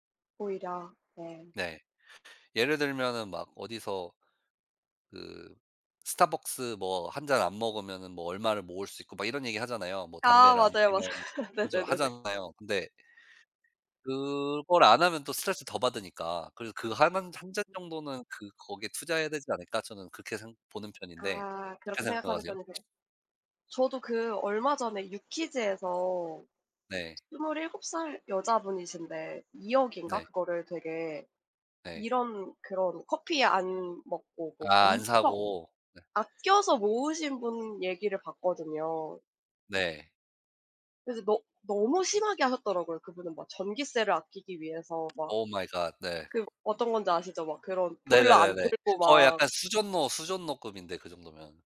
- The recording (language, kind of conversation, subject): Korean, unstructured, 돈을 아끼려면 어떤 노력이 필요하다고 생각하시나요?
- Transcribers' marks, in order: laughing while speaking: "맞아요, 맞아요. 네네네네"; other background noise; tapping